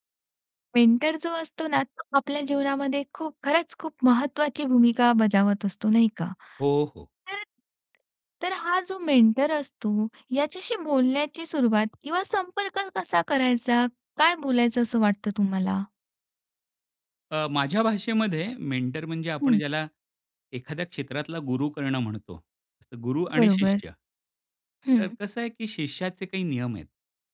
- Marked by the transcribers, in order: in English: "मेंटर"; tapping; in English: "मेंटर"; in English: "मेंटर"; other noise
- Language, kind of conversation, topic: Marathi, podcast, आपण मार्गदर्शकाशी नातं कसं निर्माण करता आणि त्याचा आपल्याला कसा फायदा होतो?